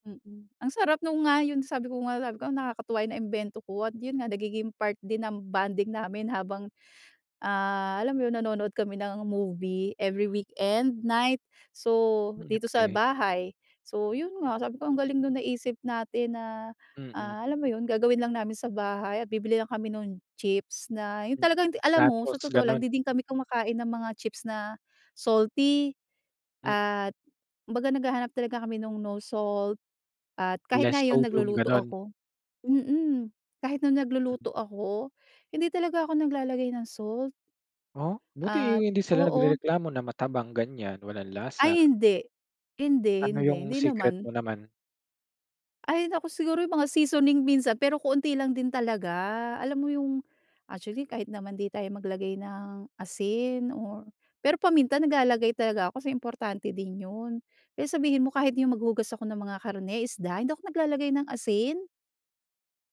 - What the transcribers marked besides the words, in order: in English: "movie, every weekend, night"; other background noise; in Spanish: "Nachos"; other street noise; in English: "Less sodium"
- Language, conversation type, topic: Filipino, podcast, Paano mo pinananatili ang malusog na pagkain sa araw-araw mong gawain?